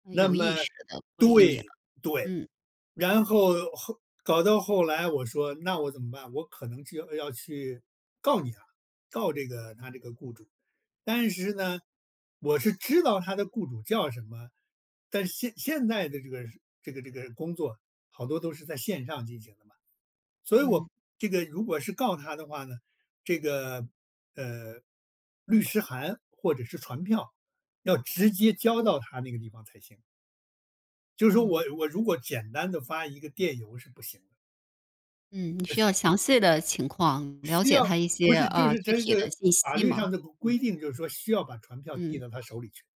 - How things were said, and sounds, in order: none
- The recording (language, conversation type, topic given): Chinese, podcast, 我们该如何学会放下过去？